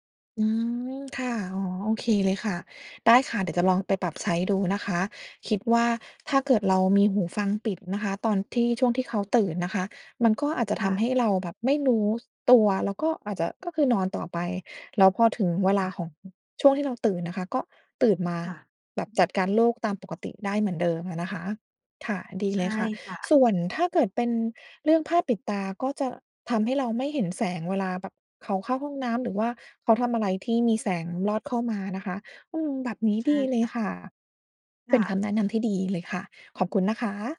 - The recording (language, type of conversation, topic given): Thai, advice, ต่างเวลาเข้านอนกับคนรักทำให้ทะเลาะกันเรื่องการนอน ควรทำอย่างไรดี?
- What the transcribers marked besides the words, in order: other noise